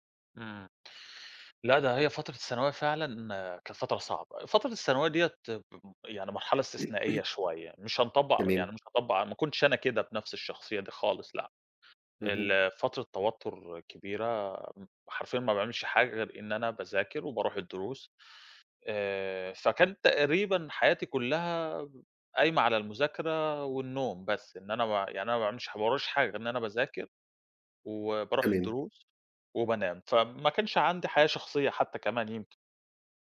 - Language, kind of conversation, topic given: Arabic, podcast, إزاي بتوازن بين الشغل وحياتك الشخصية؟
- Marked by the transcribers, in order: throat clearing